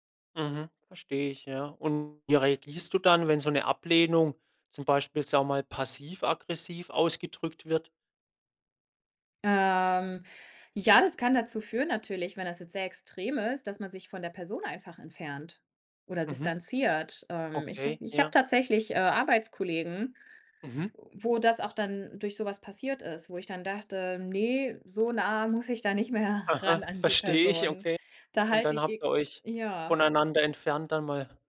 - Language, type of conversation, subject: German, podcast, Wie reagierst du, wenn andere deine Wahrheit nicht akzeptieren?
- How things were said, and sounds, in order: laughing while speaking: "verstehe"; laughing while speaking: "mehr"